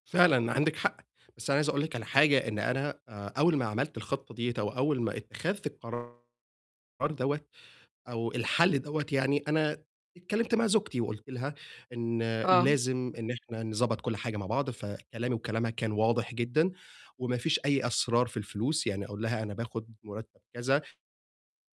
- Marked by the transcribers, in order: distorted speech
- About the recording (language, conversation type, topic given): Arabic, advice, إزاي أبدأ أكلم شريكي أو أهلي عن ديوني ونعمل مع بعض خطة سداد مناسبة؟